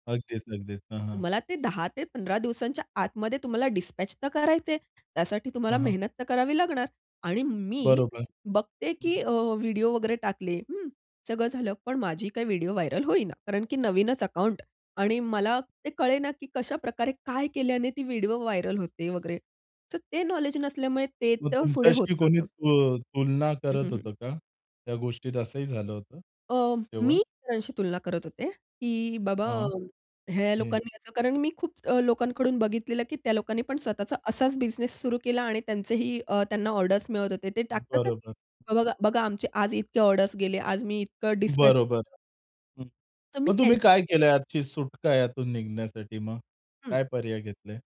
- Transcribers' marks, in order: in English: "डिस्पॅच"; other noise; tapping; in English: "व्हायरल"; in English: "व्हायरल"; unintelligible speech; other background noise; in English: "डिस्पॅच"; unintelligible speech
- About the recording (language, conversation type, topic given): Marathi, podcast, तुलना करायची सवय सोडून मोकळं वाटण्यासाठी तुम्ही काय कराल?